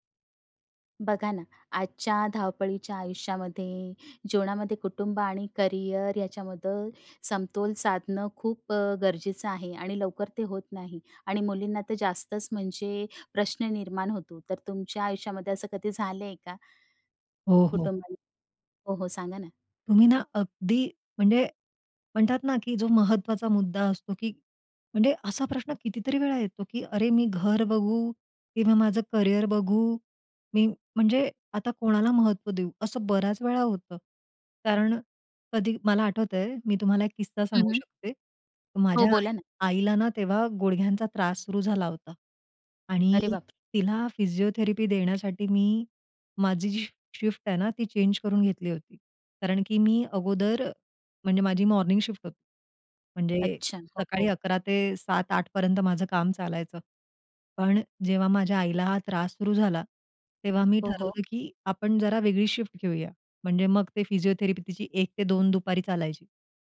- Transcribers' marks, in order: tapping; surprised: "अरे बापरे!"; other noise; in English: "मॉर्निंग"
- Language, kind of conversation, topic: Marathi, podcast, कुटुंब आणि करिअर यांच्यात कसा समतोल साधता?